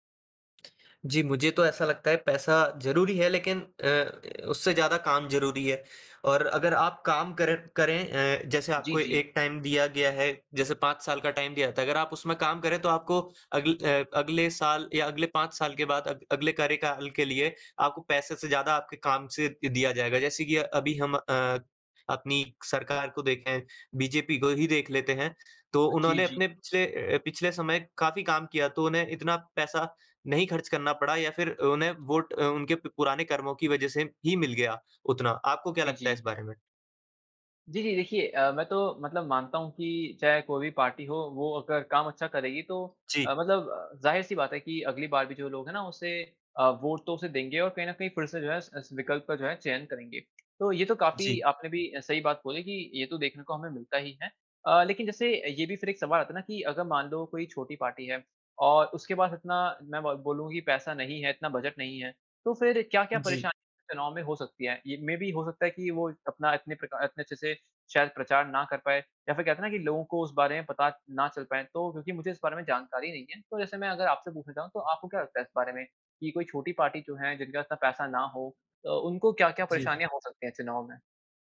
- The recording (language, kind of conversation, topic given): Hindi, unstructured, क्या चुनाव में पैसा ज़्यादा प्रभाव डालता है?
- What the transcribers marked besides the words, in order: in English: "टाइम"; in English: "टाइम"; in English: "मेबी"